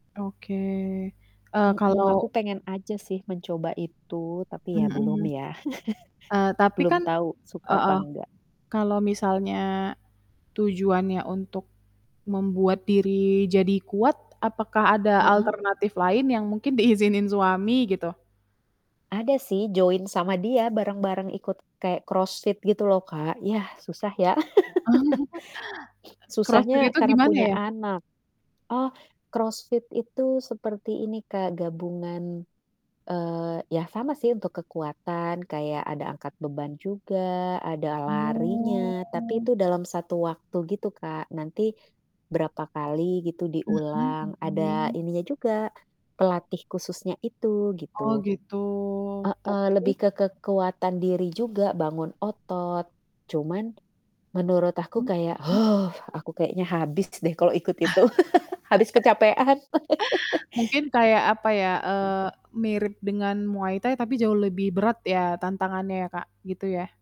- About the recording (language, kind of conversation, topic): Indonesian, unstructured, Menurutmu, olahraga apa yang paling menyenangkan?
- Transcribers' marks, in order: static; chuckle; in English: "join"; chuckle; laugh; drawn out: "Oh"; other background noise; sigh; laugh